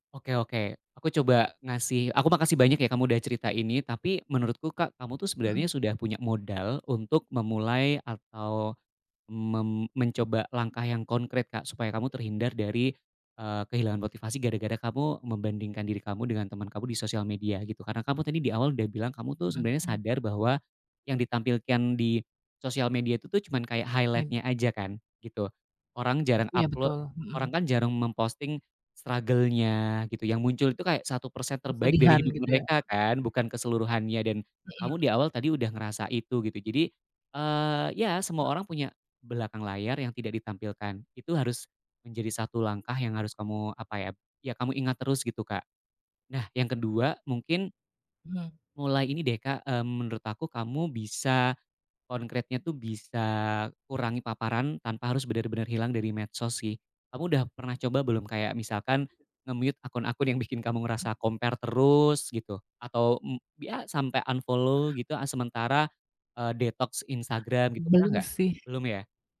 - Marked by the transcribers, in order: other background noise; in English: "social media"; in English: "social media"; tapping; in English: "highlight-nya"; background speech; in English: "struggle-nya"; in English: "nge-mute"; in English: "compare"; in English: "unfollow"
- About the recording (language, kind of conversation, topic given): Indonesian, advice, Mengapa saya sering membandingkan hidup saya dengan orang lain di media sosial?